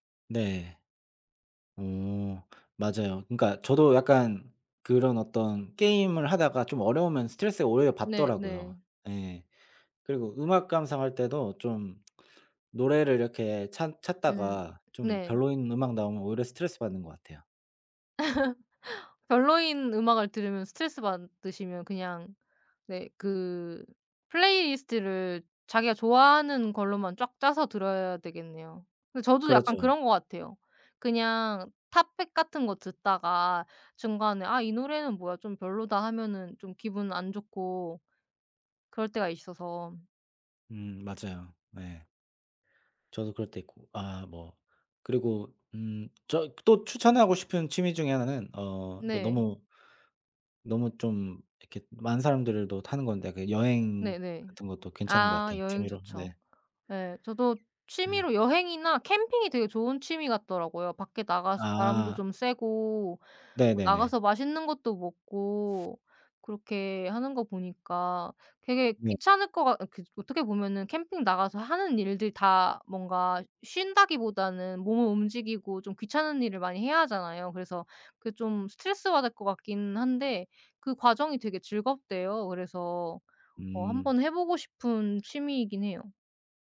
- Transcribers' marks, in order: laugh; other background noise; tapping; "그리고" said as "그지고"
- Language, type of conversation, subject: Korean, unstructured, 기분 전환할 때 추천하고 싶은 취미가 있나요?